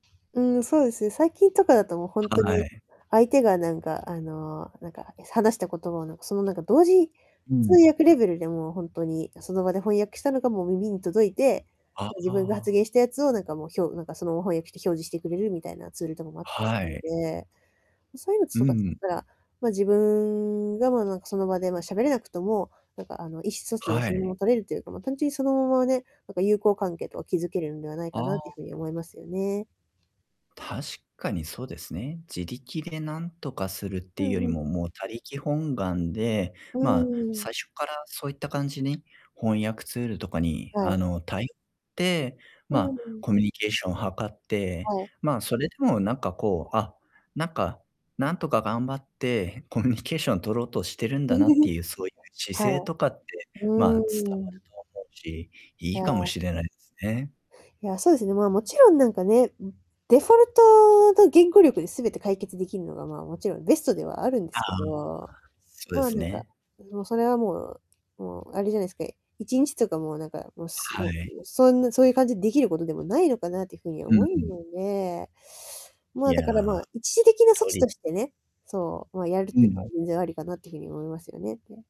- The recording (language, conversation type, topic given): Japanese, advice, パーティーで気まずい空気を感じたとき、どうすればうまく和らげられますか？
- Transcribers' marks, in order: static; other background noise; distorted speech; chuckle; laughing while speaking: "コミュニケーション"; laugh; drawn out: "うーん"